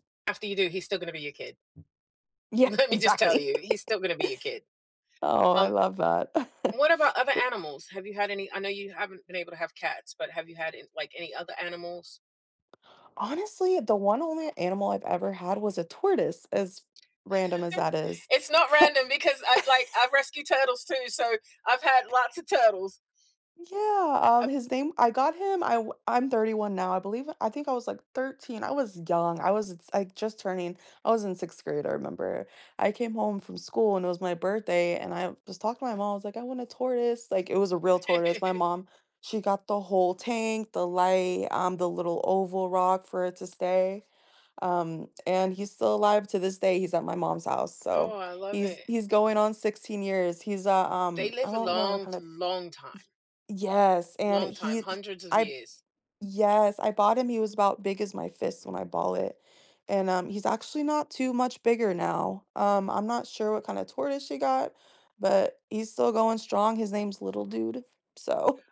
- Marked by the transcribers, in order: tapping; other background noise; laughing while speaking: "Let"; chuckle; chuckle; chuckle; laugh; chuckle
- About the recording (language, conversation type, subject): English, unstructured, How do animals communicate without words?
- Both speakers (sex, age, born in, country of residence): female, 30-34, United States, United States; female, 50-54, United States, United States